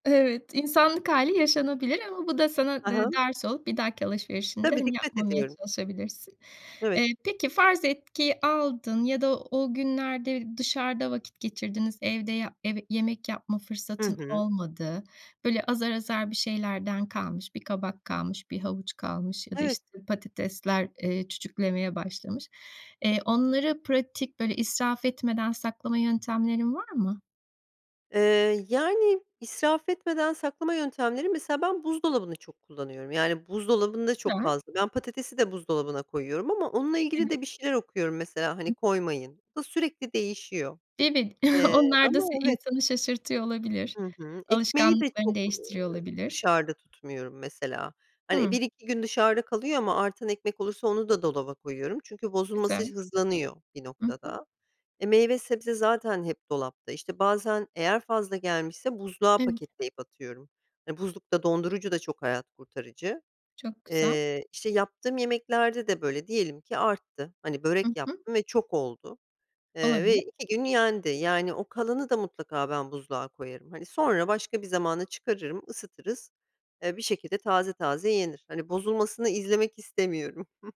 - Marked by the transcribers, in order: chuckle; chuckle
- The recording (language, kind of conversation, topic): Turkish, podcast, Gıda israfını azaltmak için uygulayabileceğimiz pratik yöntemler nelerdir?